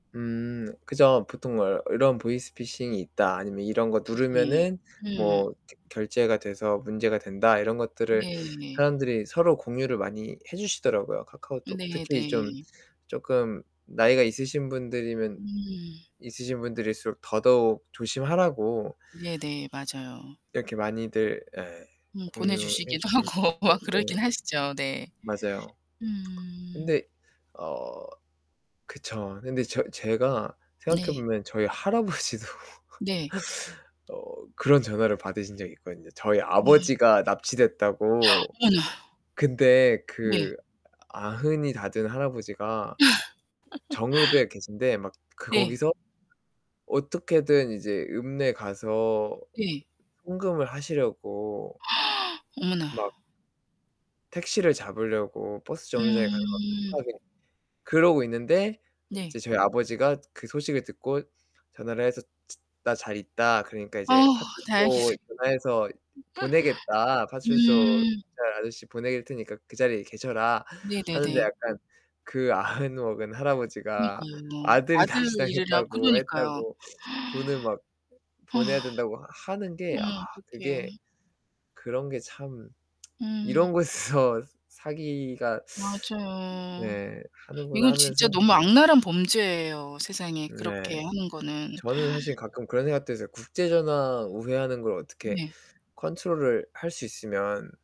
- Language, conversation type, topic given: Korean, unstructured, 범죄가 늘어나는 사회에서 우리는 어떻게 대응해야 할까요?
- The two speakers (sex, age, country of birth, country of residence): female, 55-59, South Korea, United States; male, 30-34, South Korea, South Korea
- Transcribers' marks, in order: other background noise; distorted speech; inhale; laughing while speaking: "할아버지도"; gasp; surprised: "어머나"; gasp; surprised: "어머나"; tsk